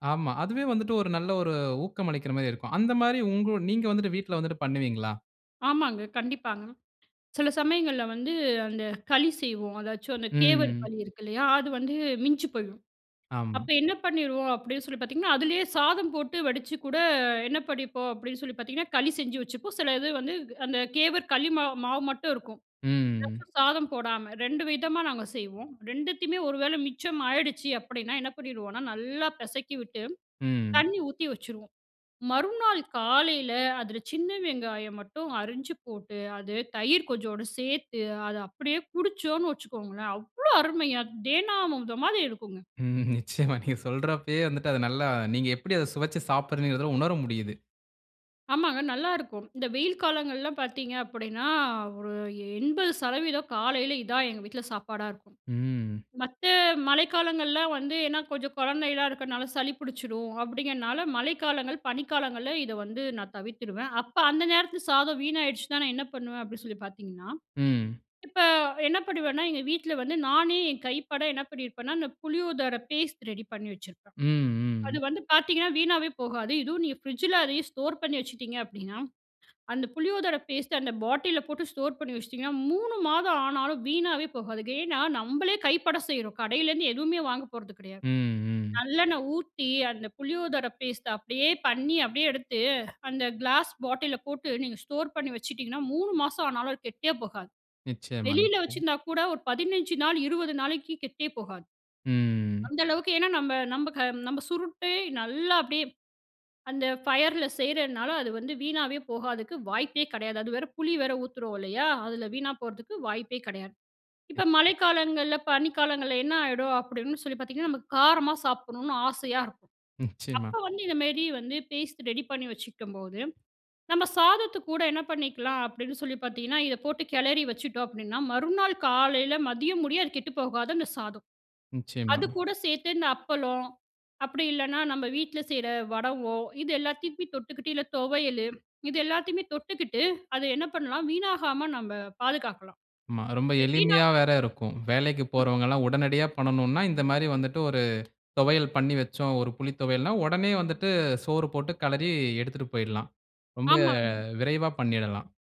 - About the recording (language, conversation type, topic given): Tamil, podcast, மீதமுள்ள உணவுகளை எப்படிச் சேமித்து, மறுபடியும் பயன்படுத்தி அல்லது பிறருடன் பகிர்ந்து கொள்கிறீர்கள்?
- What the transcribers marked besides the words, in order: drawn out: "ம்"; laughing while speaking: "ம். நிச்சயமா நீங்க"; in English: "ஸ்டோர்"; in English: "ஸ்டோர்"; in English: "ஸ்டோர்"; drawn out: "ம்"; in English: "ஃபயர்ல"